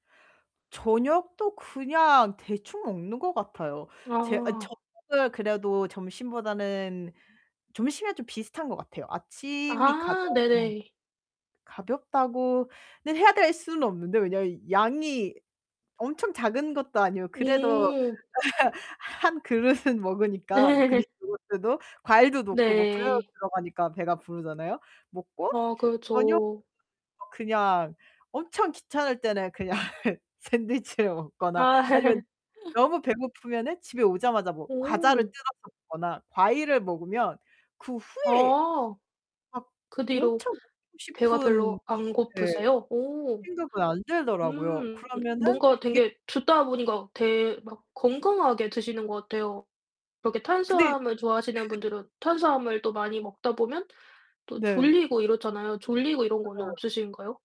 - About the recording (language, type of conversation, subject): Korean, podcast, 평일 아침에는 보통 어떤 루틴으로 하루를 시작하시나요?
- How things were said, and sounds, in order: other background noise; distorted speech; laugh; laughing while speaking: "한 그릇은"; laughing while speaking: "네"; laugh; laughing while speaking: "그냥 샌드위치를 먹거나"; laugh; laugh